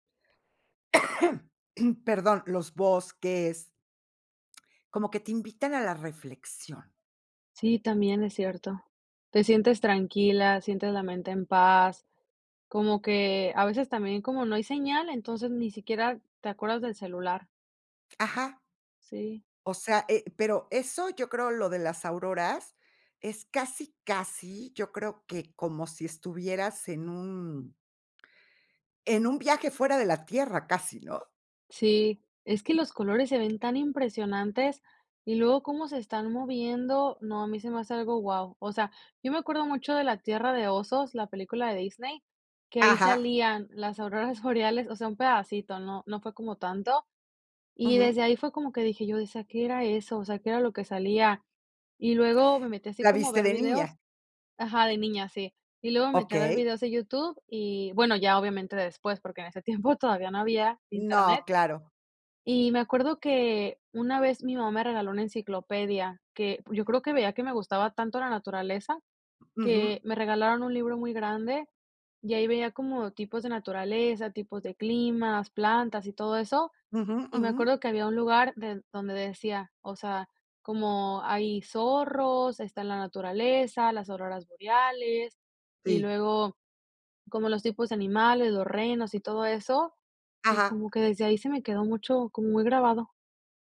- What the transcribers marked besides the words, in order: cough; laughing while speaking: "tiempo"; other background noise
- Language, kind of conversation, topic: Spanish, podcast, ¿Qué lugar natural te gustaría visitar antes de morir?